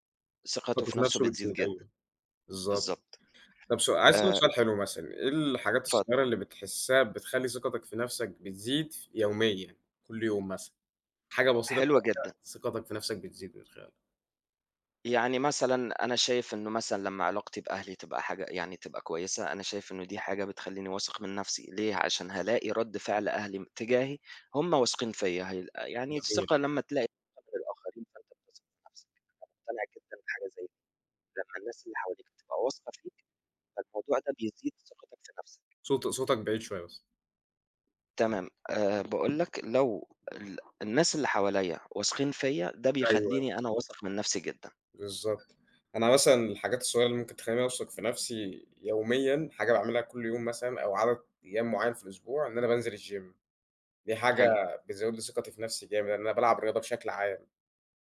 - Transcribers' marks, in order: other background noise; tapping; in English: "الgym"
- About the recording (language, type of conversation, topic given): Arabic, unstructured, إيه الطرق اللي بتساعدك تزود ثقتك بنفسك؟